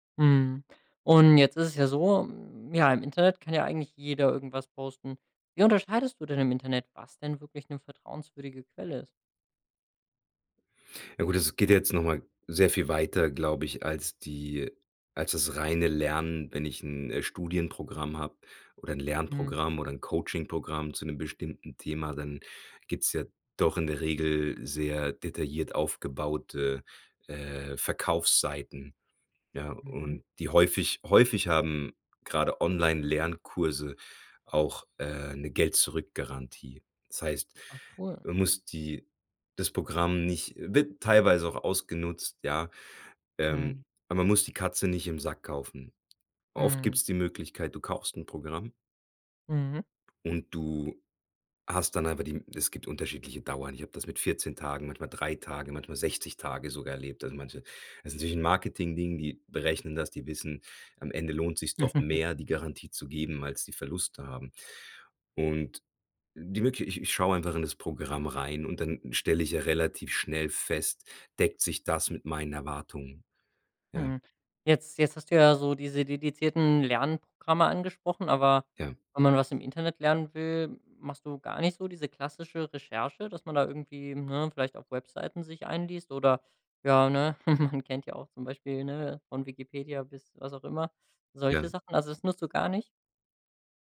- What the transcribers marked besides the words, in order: other noise; chuckle; chuckle
- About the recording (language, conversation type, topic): German, podcast, Wie nutzt du Technik fürs lebenslange Lernen?